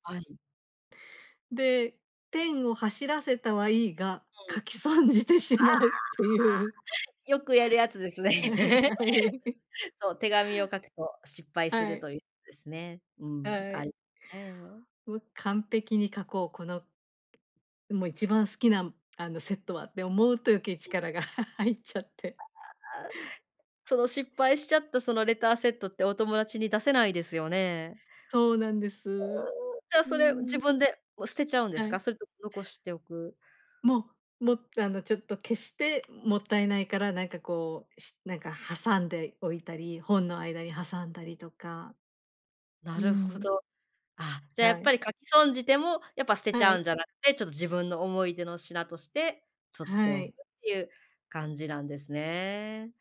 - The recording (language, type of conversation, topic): Japanese, podcast, 子どもの頃に集めていたものは何ですか？
- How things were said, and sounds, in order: laughing while speaking: "書き損じてしまうっていう"; other noise; laugh; laughing while speaking: "はい"; laugh; tapping; laugh; other background noise